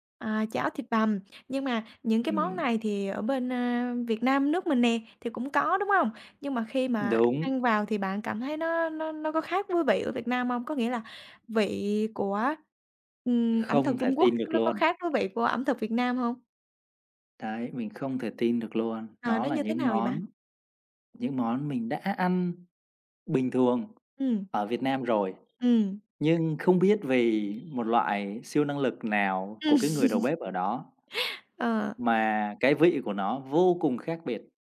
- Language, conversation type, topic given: Vietnamese, podcast, Bạn có thể kể về một kỷ niệm ẩm thực đáng nhớ của bạn không?
- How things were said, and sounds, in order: tapping; other background noise; horn; laughing while speaking: "Ừm"; chuckle